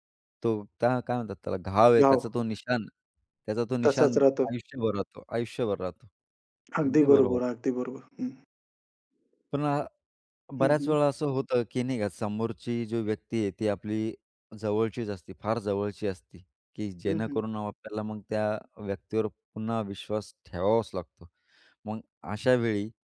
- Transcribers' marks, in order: other background noise
- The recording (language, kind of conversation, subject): Marathi, podcast, विश्वास एकदा हरवला की तो पुन्हा कसा मिळवता येईल?